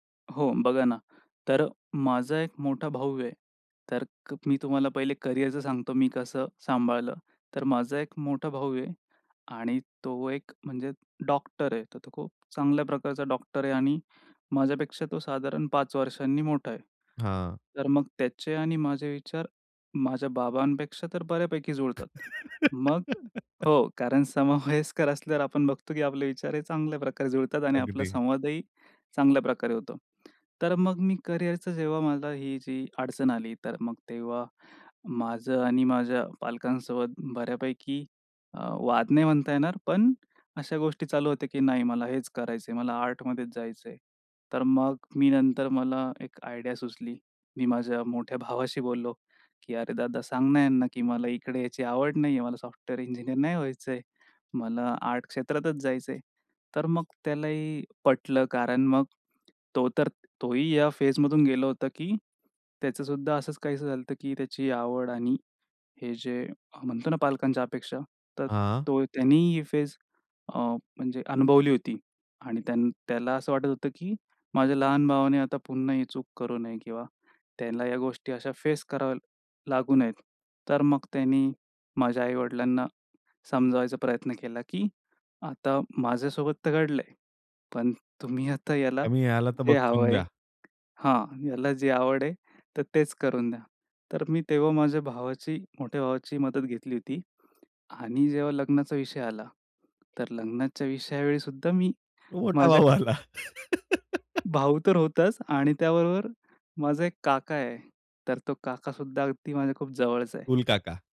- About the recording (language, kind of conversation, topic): Marathi, podcast, पालकांच्या अपेक्षा आणि स्वतःच्या इच्छा यांचा समतोल कसा साधता?
- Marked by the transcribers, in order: tapping; laugh; laughing while speaking: "समवयस्कर"; in English: "आयडिया"; in English: "फेजमधून"; in English: "फेस"; "फेज" said as "फेस"; laughing while speaking: "आता याला"; other background noise; laugh